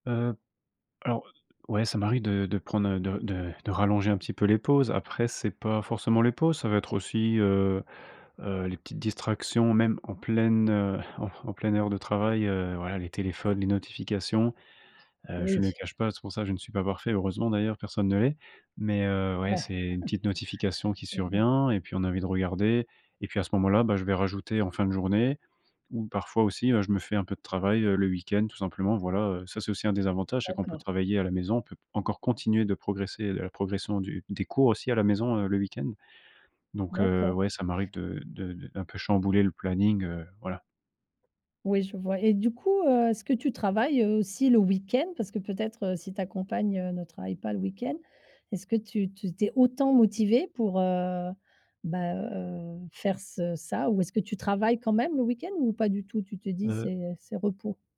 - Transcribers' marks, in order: other background noise; chuckle
- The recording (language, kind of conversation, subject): French, podcast, Comment organises-tu ta journée quand tu travailles de chez toi ?